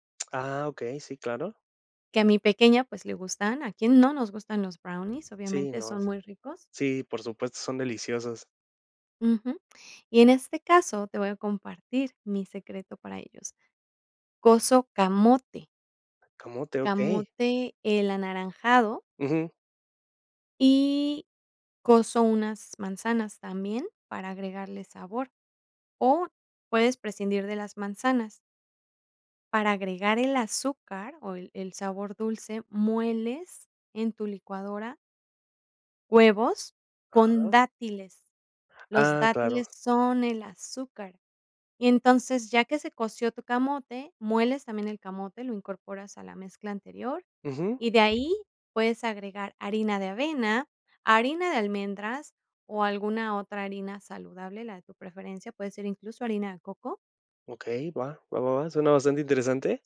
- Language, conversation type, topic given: Spanish, podcast, ¿Cómo improvisas cuando te faltan ingredientes?
- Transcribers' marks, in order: lip smack; inhale